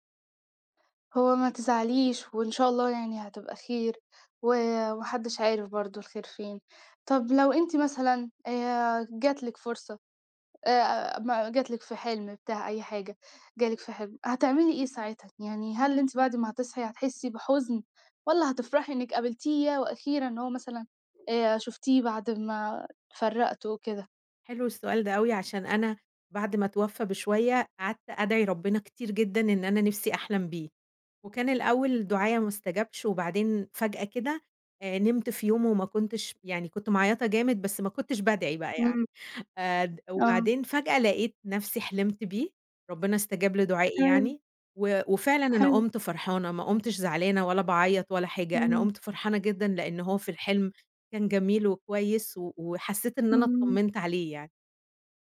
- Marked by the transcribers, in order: laughing while speaking: "بادعِي بقى يعني"
- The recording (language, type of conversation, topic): Arabic, podcast, ممكن تحكي لنا عن ذكرى عائلية عمرك ما هتنساها؟